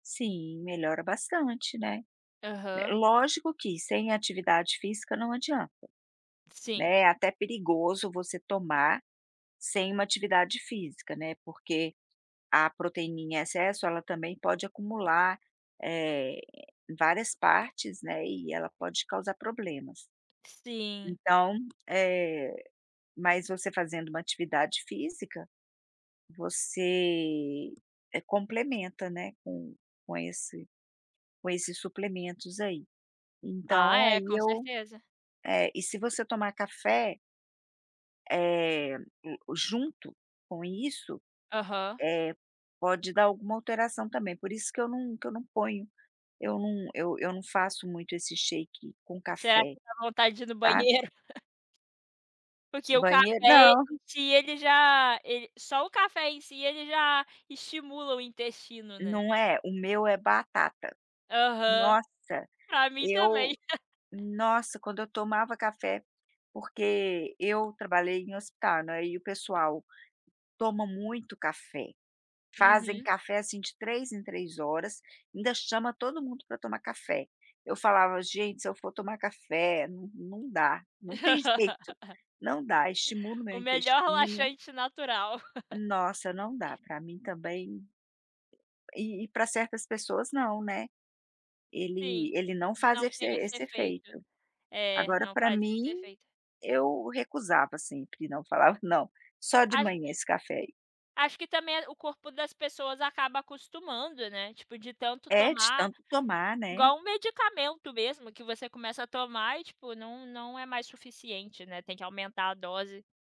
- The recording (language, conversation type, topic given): Portuguese, podcast, Qual é o seu ritual de café ou chá de manhã, quando você acorda?
- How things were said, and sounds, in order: tapping; in English: "shake"; chuckle; chuckle; laugh; giggle